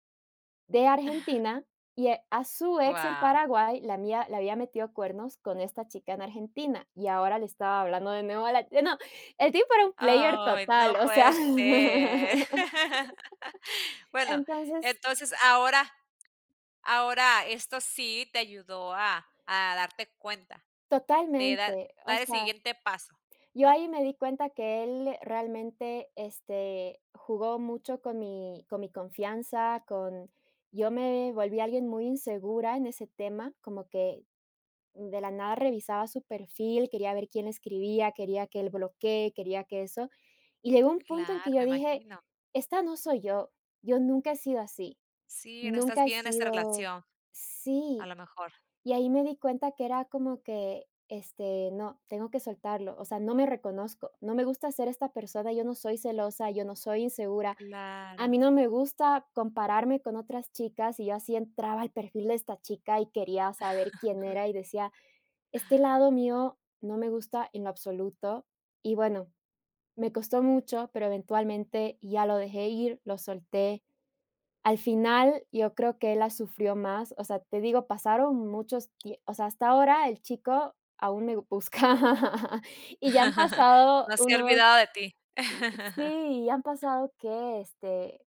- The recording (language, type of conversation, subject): Spanish, podcast, ¿Cómo decides soltar una relación que ya no funciona?
- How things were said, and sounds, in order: chuckle; drawn out: "Guau"; drawn out: "Ay"; laugh; other background noise; laugh; laugh; tapping; laughing while speaking: "busca"; laugh; laugh